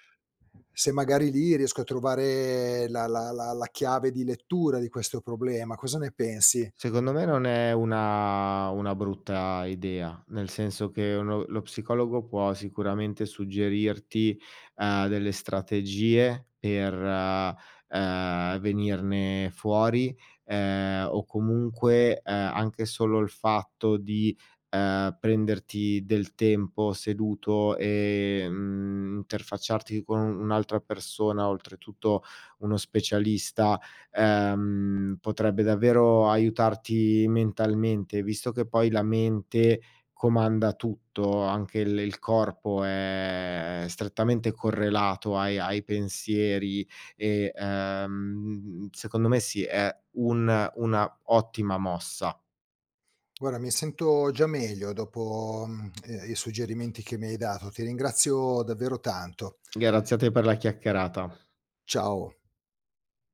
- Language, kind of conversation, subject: Italian, advice, Come posso gestire preoccupazioni costanti per la salute senza riscontri medici?
- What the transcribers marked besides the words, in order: "Guarda" said as "guara"; "Grazie" said as "garazie"